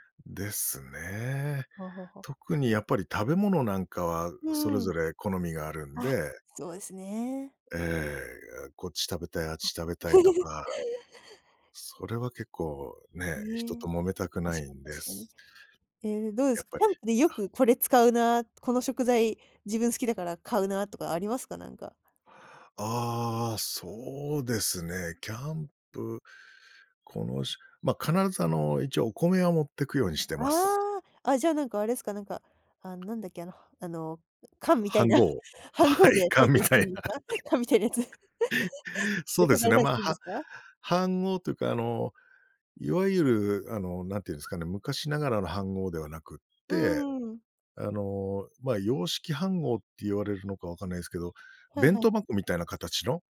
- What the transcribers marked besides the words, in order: laugh; tapping; laughing while speaking: "缶みたいな"; laughing while speaking: "缶みたいな"; laugh
- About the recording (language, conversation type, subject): Japanese, podcast, 趣味でいちばん楽しい瞬間はどんなときですか？